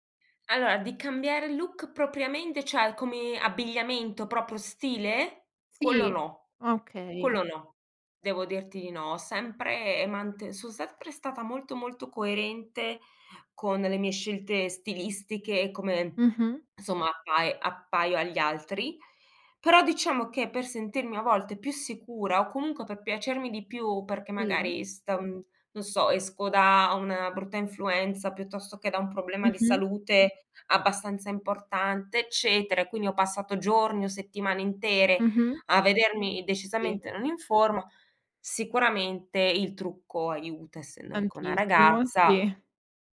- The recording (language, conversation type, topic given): Italian, podcast, Hai mai cambiato look per sentirti più sicuro?
- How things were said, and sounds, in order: tapping; "cioè" said as "ceh"; "sempre" said as "sepre"; laughing while speaking: "sì"